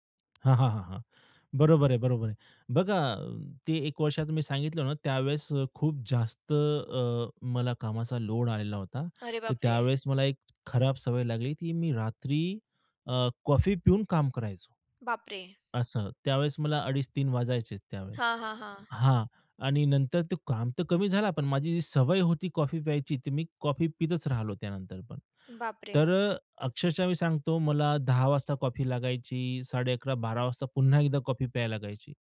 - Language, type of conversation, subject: Marathi, podcast, झोप यायला अडचण आली तर तुम्ही साधारणतः काय करता?
- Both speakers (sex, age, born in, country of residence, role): female, 20-24, India, India, host; male, 30-34, India, India, guest
- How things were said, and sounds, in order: tapping